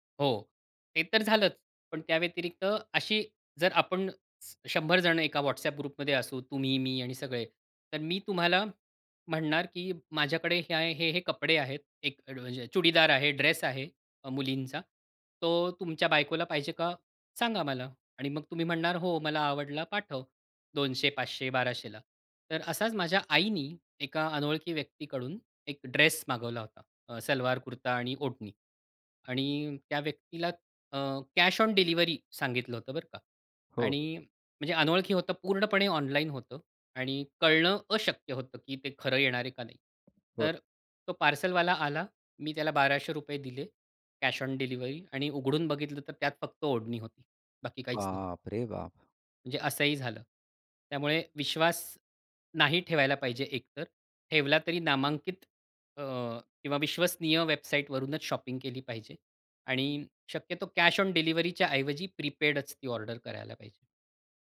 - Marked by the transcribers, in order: in English: "ग्रुपमध्ये"; in English: "कॅश ऑन डिलिव्हरी"; tapping; in English: "कॅश ऑन डिलिव्हरी"; afraid: "बाप रे बाप!"; in English: "शॉपिंग"; in English: "कॅश ऑन डिलिव्हरीच्या"; in English: "प्रीपेडच"; in English: "ऑर्डर"
- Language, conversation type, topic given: Marathi, podcast, ऑनलाइन ओळखीच्या लोकांवर विश्वास ठेवावा की नाही हे कसे ठरवावे?